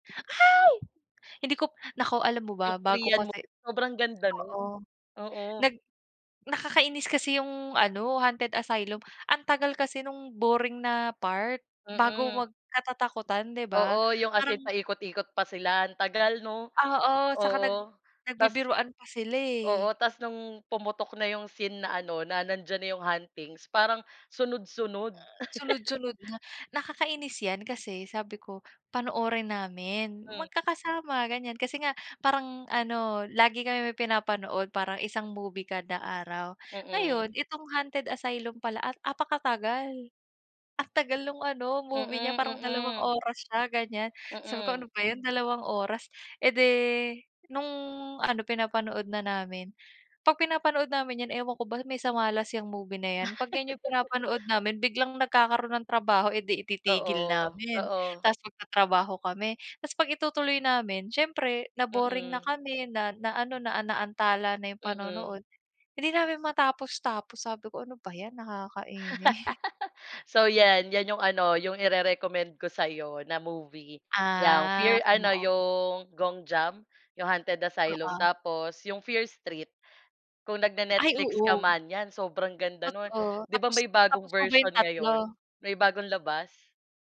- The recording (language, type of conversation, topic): Filipino, unstructured, Paano mo pinipili ang mga palabas na gusto mong panoorin?
- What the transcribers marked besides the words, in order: chuckle; laugh; chuckle